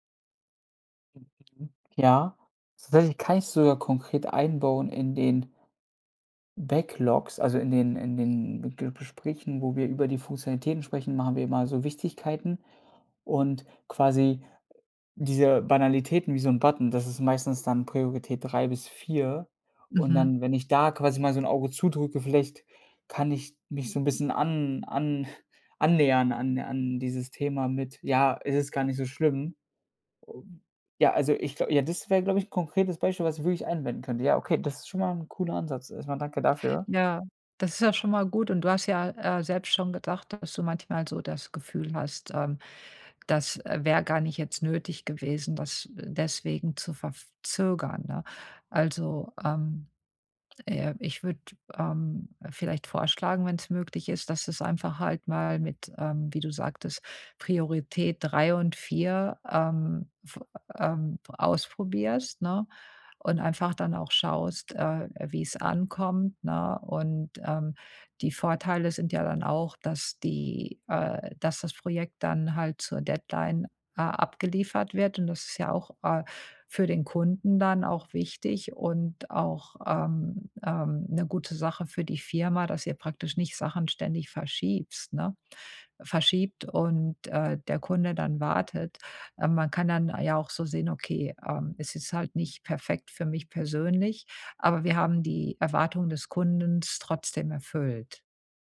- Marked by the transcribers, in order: other noise; other background noise; in English: "Backlogs"; in English: "Deadline"; "Kunden" said as "Kundens"
- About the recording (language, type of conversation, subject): German, advice, Wie blockiert mich Perfektionismus bei der Arbeit und warum verzögere ich dadurch Abgaben?